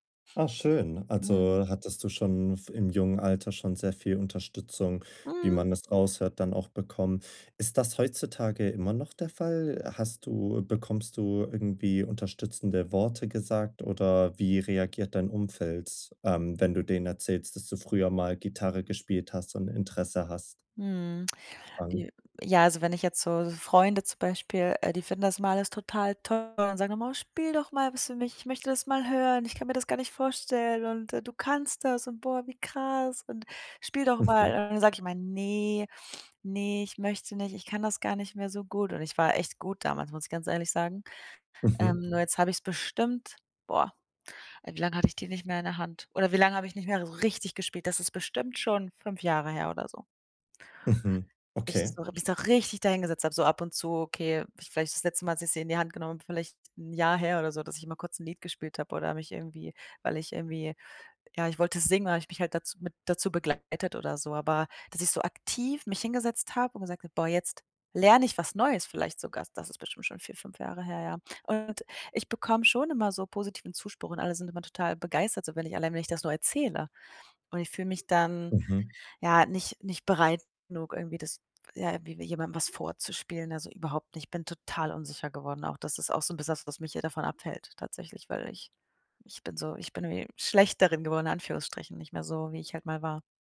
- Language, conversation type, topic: German, advice, Wie finde ich Motivation, um Hobbys regelmäßig in meinen Alltag einzubauen?
- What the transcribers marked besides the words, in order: unintelligible speech; put-on voice: "Oh, spiel doch mal was … spiel doch mal"; stressed: "richtig"; stressed: "richtig"; stressed: "aktiv"; stressed: "total"